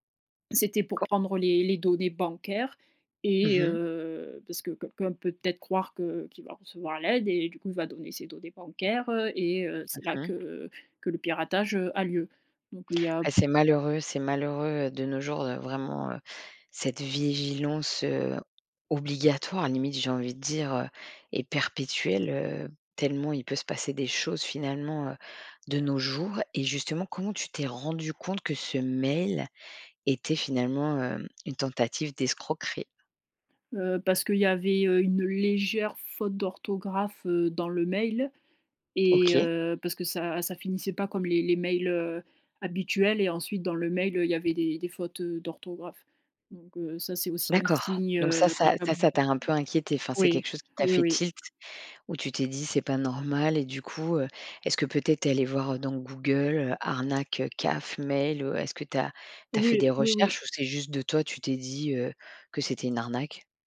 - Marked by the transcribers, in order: tapping; unintelligible speech
- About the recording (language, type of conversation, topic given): French, podcast, Comment protéger facilement nos données personnelles, selon toi ?